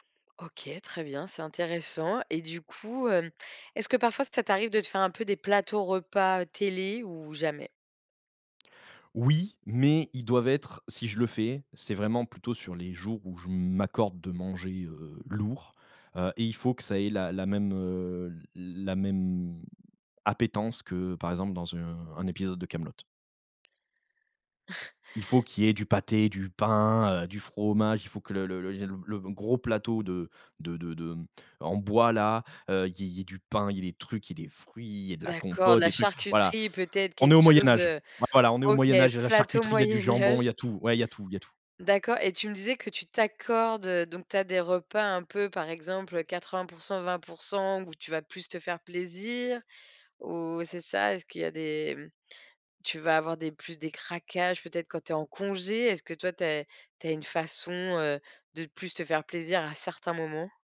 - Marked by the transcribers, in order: stressed: "appétence"; chuckle; stressed: "Moyen-Âge"
- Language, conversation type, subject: French, podcast, Comment prépares-tu un dîner simple mais sympa après une grosse journée ?